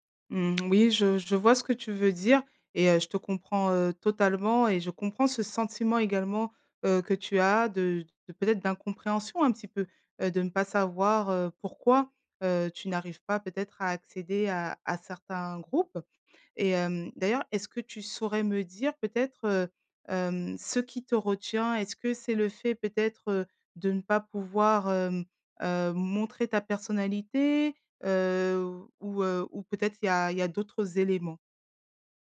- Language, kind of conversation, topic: French, advice, Comment puis-je mieux m’intégrer à un groupe d’amis ?
- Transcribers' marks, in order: none